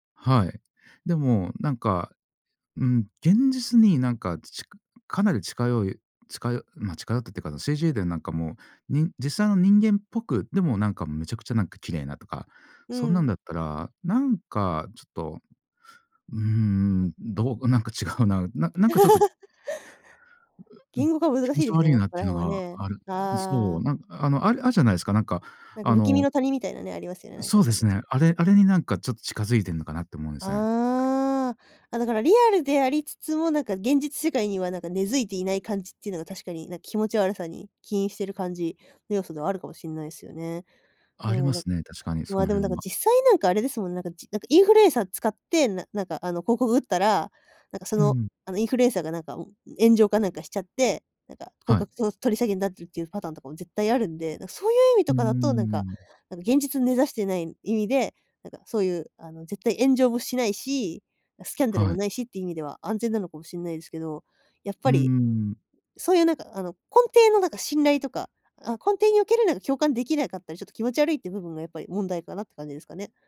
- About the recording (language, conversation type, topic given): Japanese, podcast, AIやCGのインフルエンサーをどう感じますか？
- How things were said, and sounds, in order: laughing while speaking: "なんか違うな"; laugh; drawn out: "ああ"; other background noise; in English: "インフルエンサー"; in English: "インフルエンサー"; tapping